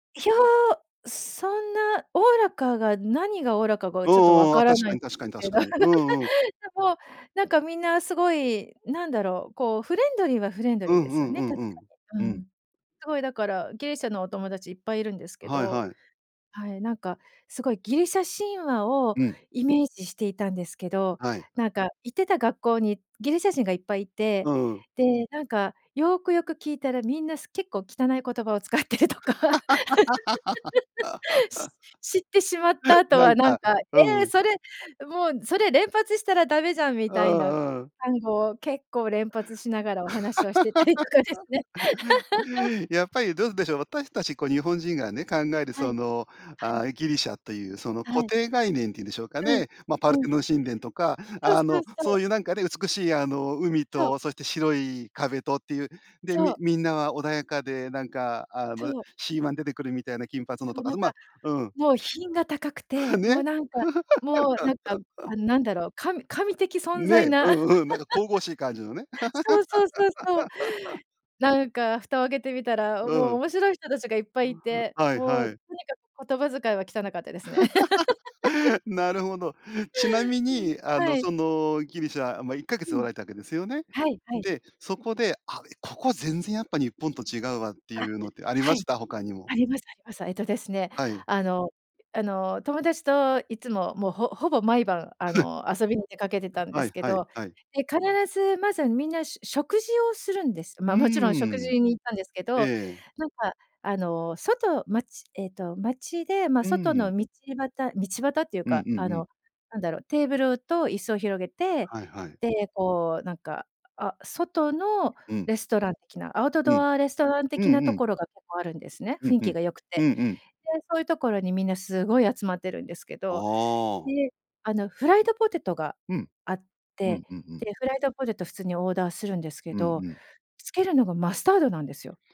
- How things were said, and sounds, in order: laughing while speaking: "ですけど"; chuckle; other background noise; laugh; laughing while speaking: "使ってるとか"; laugh; other noise; laugh; laughing while speaking: "してたりとかですね"; laugh; chuckle; laugh; laughing while speaking: "うん うん"; laugh; laugh; laugh; laughing while speaking: "ですね"; laugh; chuckle; tapping
- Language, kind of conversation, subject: Japanese, podcast, 旅先で驚いた文化の違いは何でしたか？